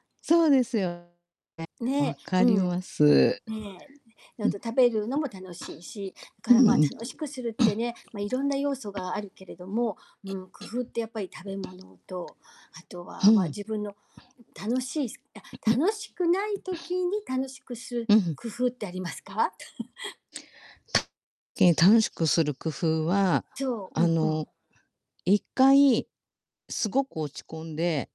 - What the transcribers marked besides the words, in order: distorted speech; other background noise; throat clearing; throat clearing; throat clearing; chuckle; tapping
- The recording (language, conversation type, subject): Japanese, unstructured, 毎日を楽しく過ごすために、どんな工夫をしていますか？